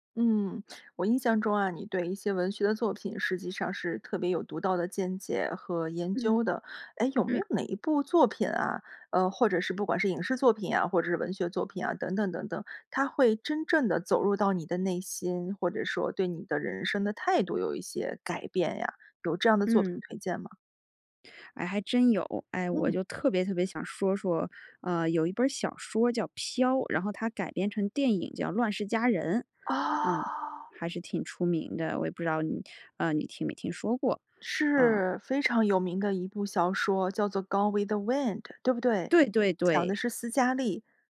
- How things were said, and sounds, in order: none
- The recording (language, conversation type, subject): Chinese, podcast, 有没有一部作品改变过你的人生态度？